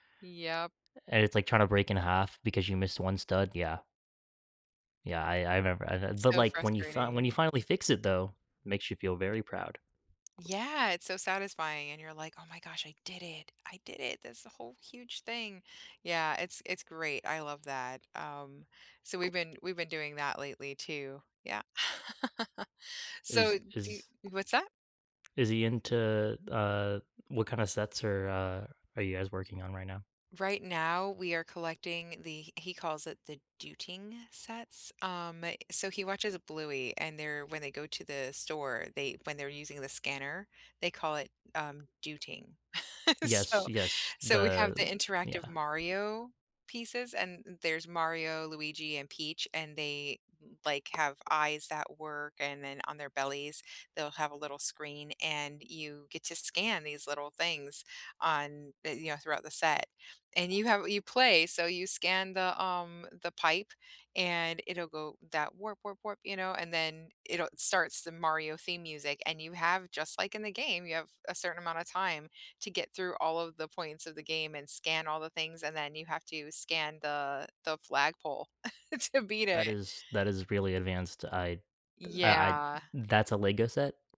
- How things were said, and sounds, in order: other background noise; laugh; laugh; tapping; chuckle; drawn out: "Yeah"
- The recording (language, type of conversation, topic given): English, unstructured, What hobby moment made you feel the proudest, even if it was small?
- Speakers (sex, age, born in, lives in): female, 40-44, United States, United States; male, 20-24, United States, United States